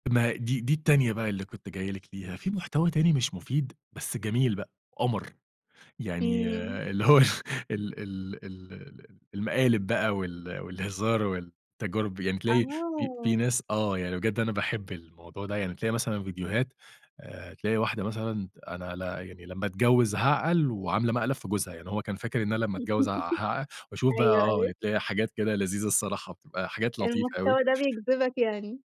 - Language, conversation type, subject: Arabic, podcast, إزاي تفرّق بين المحتوى المفيد وتضييع الوقت؟
- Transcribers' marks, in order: laughing while speaking: "هو"; laugh